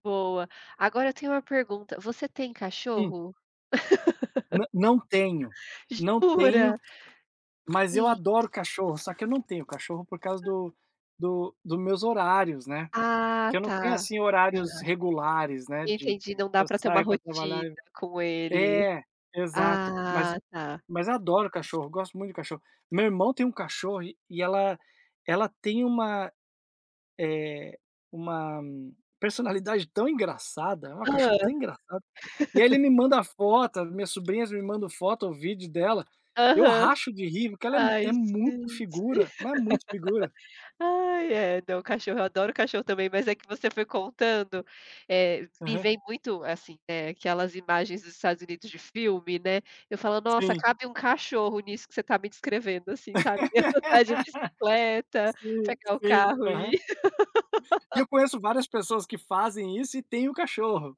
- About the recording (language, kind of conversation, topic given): Portuguese, unstructured, Qual passatempo faz você se sentir mais feliz?
- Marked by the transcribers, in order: laugh; other background noise; laugh; laugh; laugh; laugh